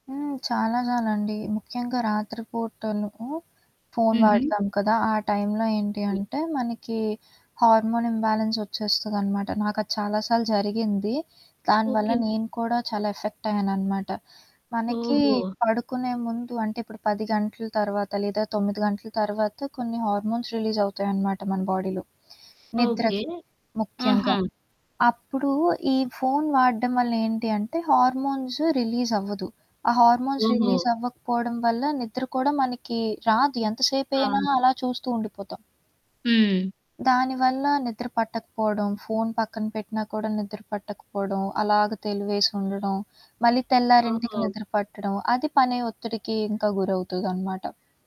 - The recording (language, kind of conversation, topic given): Telugu, podcast, మీరు రోజువారీ తెర వినియోగ సమయాన్ని ఎంతవరకు పరిమితం చేస్తారు, ఎందుకు?
- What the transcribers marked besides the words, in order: static; in English: "హార్మోనింబాలెన్స్"; in English: "హార్మోన్స్"; in English: "బాడీలో"; in English: "హార్మోన్స్ రిలీజ్"; in English: "హార్మోన్స్ రిలీజ్"